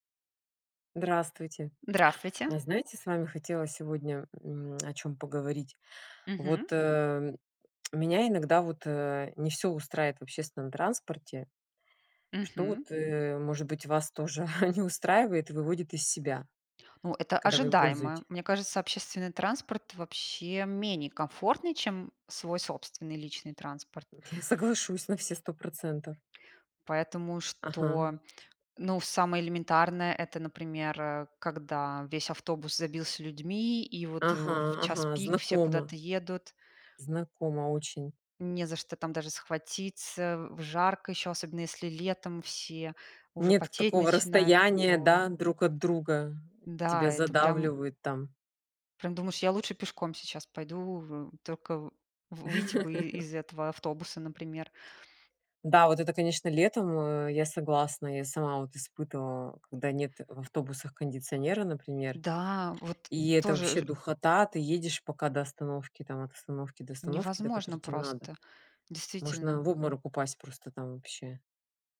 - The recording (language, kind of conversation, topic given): Russian, unstructured, Что вас выводит из себя в общественном транспорте?
- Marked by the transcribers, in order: tapping; chuckle; other background noise; chuckle